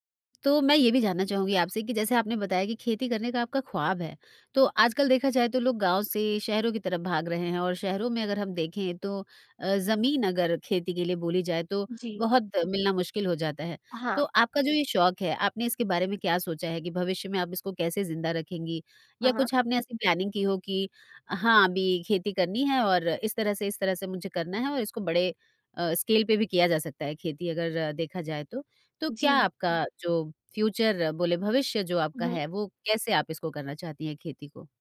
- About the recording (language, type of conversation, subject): Hindi, podcast, बचपन का कोई शौक अभी भी ज़िंदा है क्या?
- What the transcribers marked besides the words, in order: in English: "प्लानिंग"; in English: "स्केल"; in English: "फ्यूचर"